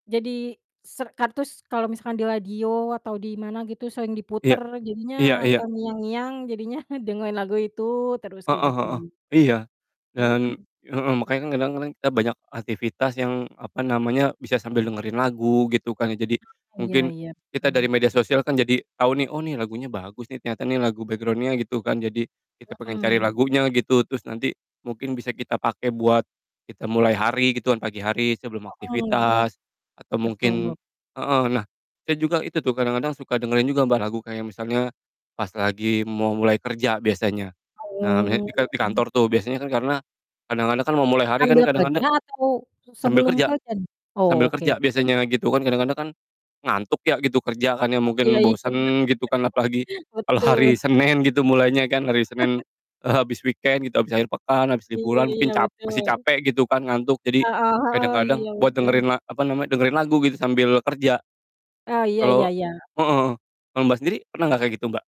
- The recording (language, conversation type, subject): Indonesian, unstructured, Bagaimana musik memengaruhi suasana hatimu dalam kehidupan sehari-hari?
- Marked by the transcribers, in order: "sekarang terus" said as "serkar tus"; laughing while speaking: "jadinya"; distorted speech; in English: "background-nya"; other background noise; laugh; laughing while speaking: "eee, habis"; laugh; in English: "weekend"